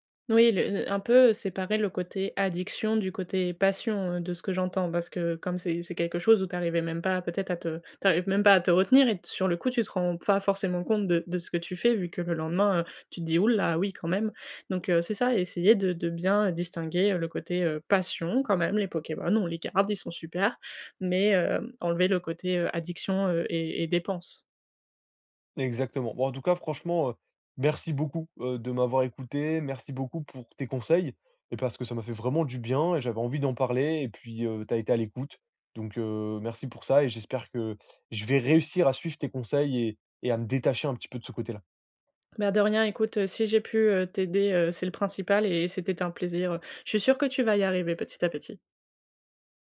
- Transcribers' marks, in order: stressed: "addiction"; "pas" said as "pfas"; stressed: "passion"; stressed: "réussir"
- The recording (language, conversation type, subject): French, advice, Comment puis-je arrêter de me comparer aux autres lorsque j’achète des vêtements et que je veux suivre la mode ?